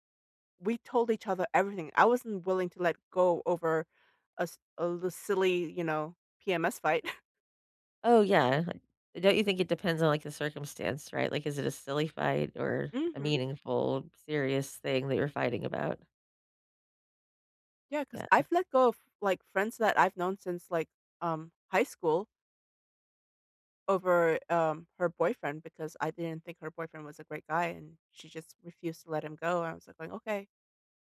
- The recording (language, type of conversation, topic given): English, unstructured, How do I know when it's time to end my relationship?
- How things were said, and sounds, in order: chuckle